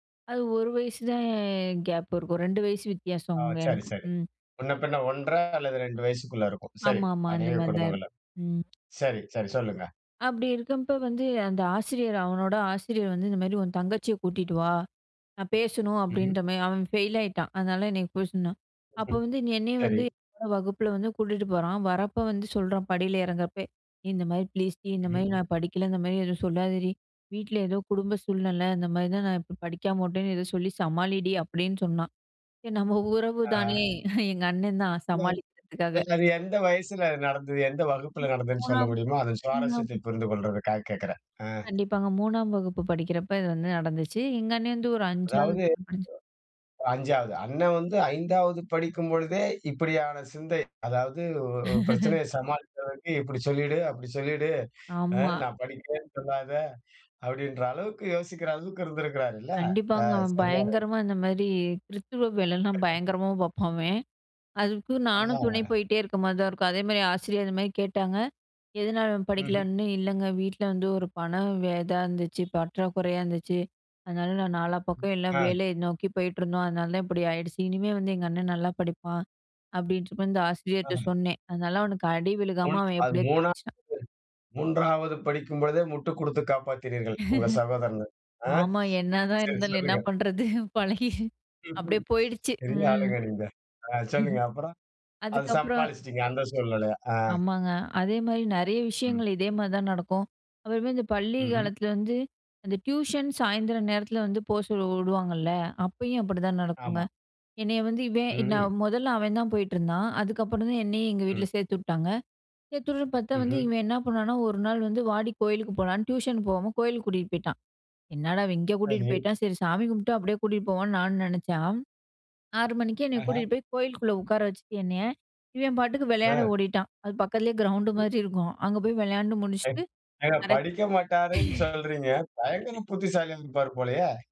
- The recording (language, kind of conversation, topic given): Tamil, podcast, சகோதரர்களுடன் உங்கள் உறவு எப்படி இருந்தது?
- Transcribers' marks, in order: other noise; other background noise; chuckle; unintelligible speech; chuckle; laughing while speaking: "இப்டி சொல்லிடு அப்டி சொல்லிடு ஆ … இருந்திருக்கிறார்ல அ சரியானவரு"; chuckle; unintelligible speech; laughing while speaking: "ஆமா. என்னதான் இருந்தாலும் என்ன பண்றது பழகி அப்டியே போயிடுச்சு ம்"; laughing while speaking: "உங்க சகோதரன ஆ சரி சொல்லுங்க"; unintelligible speech; chuckle